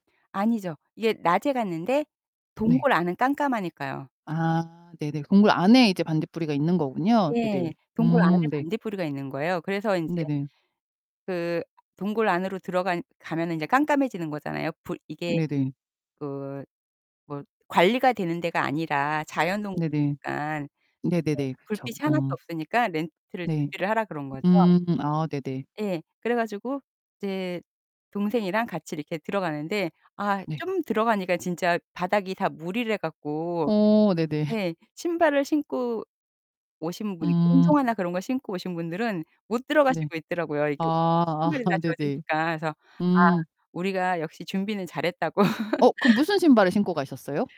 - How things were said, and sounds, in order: distorted speech; tapping; other background noise; laugh; laughing while speaking: "아"; laugh
- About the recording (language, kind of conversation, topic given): Korean, podcast, 여행 중에 우연히 발견한 숨은 장소에 대해 이야기해 주실 수 있나요?